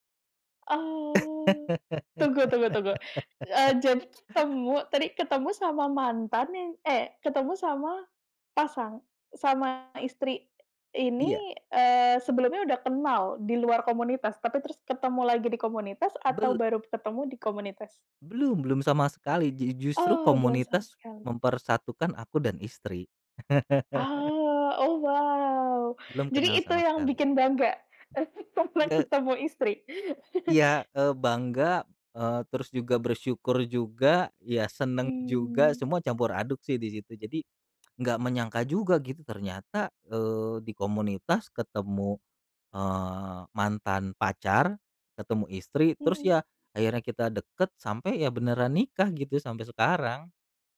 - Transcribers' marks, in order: laugh; chuckle; unintelligible speech; other background noise; chuckle; tapping
- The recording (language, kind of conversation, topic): Indonesian, podcast, Apa pengalaman paling berkesan yang pernah kamu alami terkait hobimu?